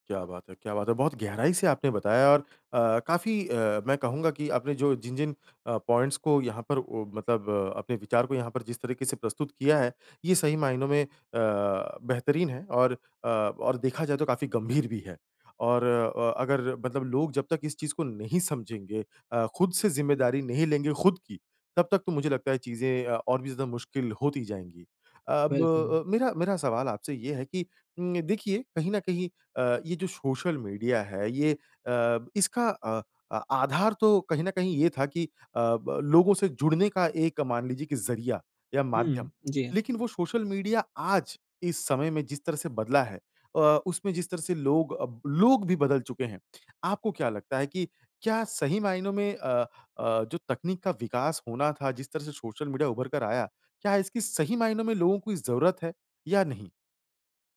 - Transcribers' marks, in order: in English: "पॉइंट्स"
- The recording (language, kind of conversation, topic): Hindi, podcast, सोशल मीडिया ने हमारी बातचीत और रिश्तों को कैसे बदल दिया है?
- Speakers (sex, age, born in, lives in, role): male, 20-24, India, India, guest; male, 30-34, India, India, host